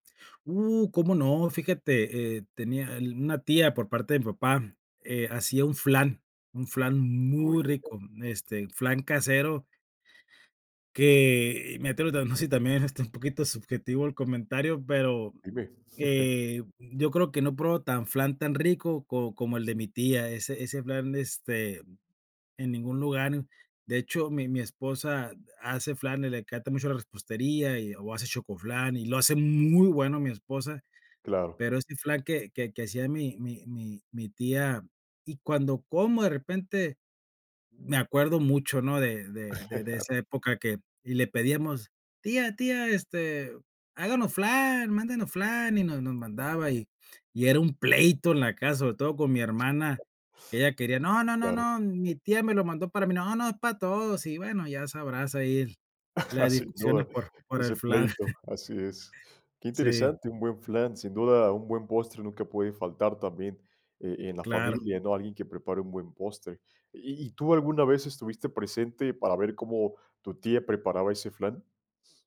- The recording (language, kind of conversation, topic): Spanish, podcast, ¿Qué recuerdos te evoca la comida de tu infancia?
- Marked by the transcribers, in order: chuckle; stressed: "muy bueno"; laugh; other background noise; chuckle; giggle